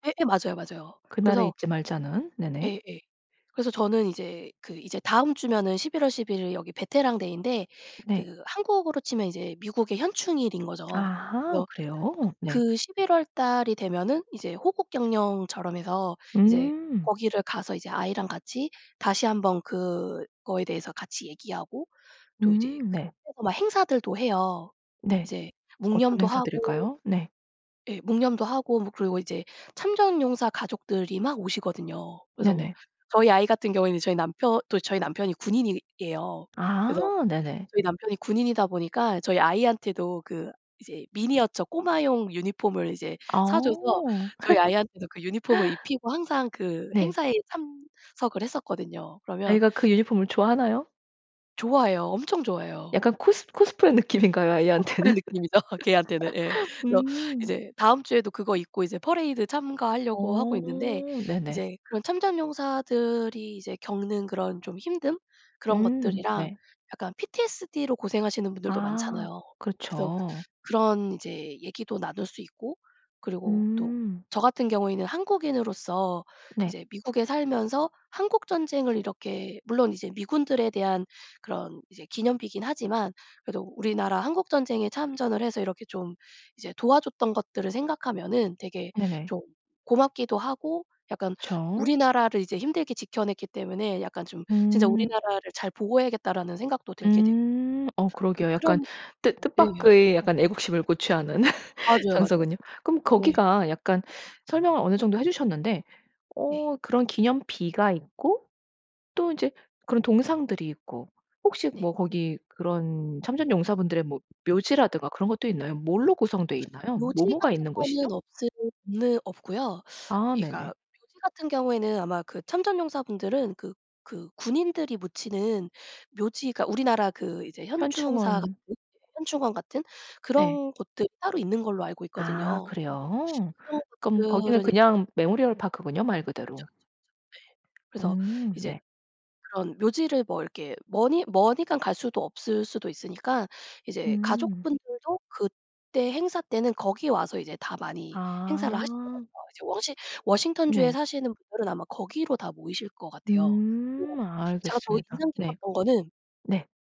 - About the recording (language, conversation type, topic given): Korean, podcast, 그곳에 서서 역사를 실감했던 장소가 있다면, 어디인지 이야기해 주실래요?
- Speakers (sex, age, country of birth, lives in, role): female, 40-44, South Korea, United States, guest; female, 40-44, United States, Sweden, host
- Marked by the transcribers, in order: other background noise; unintelligible speech; laugh; tapping; laughing while speaking: "느낌이죠"; laughing while speaking: "느낌인가요? 아이한테는?"; laugh; laugh; in English: "메모리얼 파크군요"